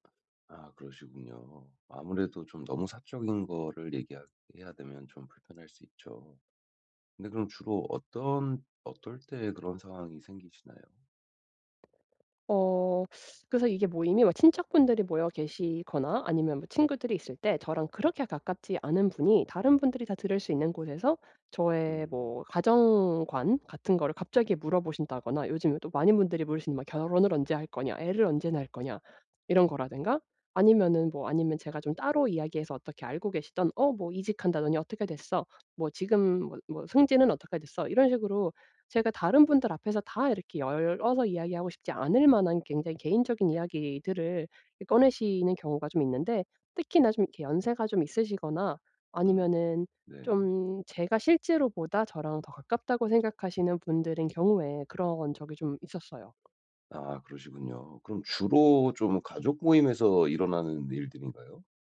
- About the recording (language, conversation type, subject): Korean, advice, 파티나 모임에서 불편한 대화를 피하면서 분위기를 즐겁게 유지하려면 어떻게 해야 하나요?
- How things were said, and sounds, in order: tapping; other background noise